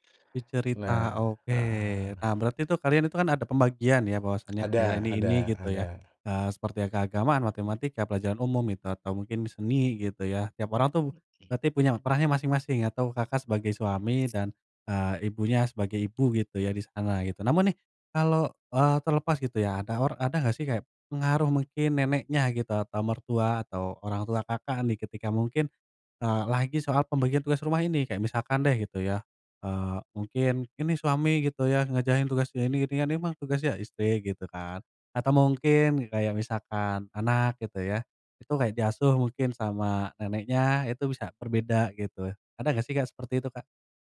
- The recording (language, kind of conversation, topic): Indonesian, podcast, Bagaimana cara Anda menjaga komunikasi dengan pasangan tentang pembagian tugas rumah tangga?
- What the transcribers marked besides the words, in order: tongue click; tapping